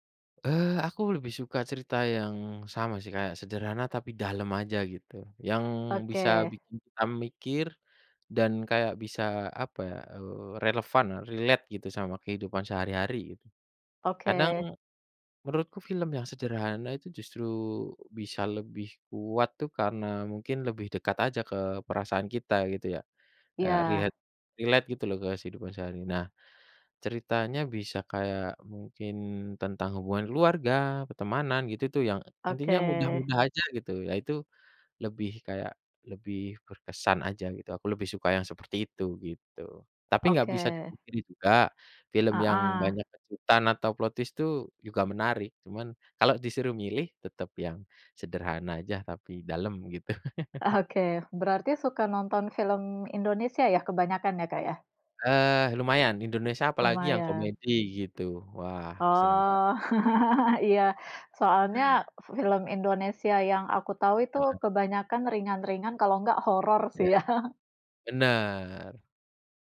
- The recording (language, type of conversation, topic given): Indonesian, unstructured, Apa yang membuat cerita dalam sebuah film terasa kuat dan berkesan?
- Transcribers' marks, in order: in English: "relate"; in English: "relate"; tapping; laugh; laugh; laughing while speaking: "ya"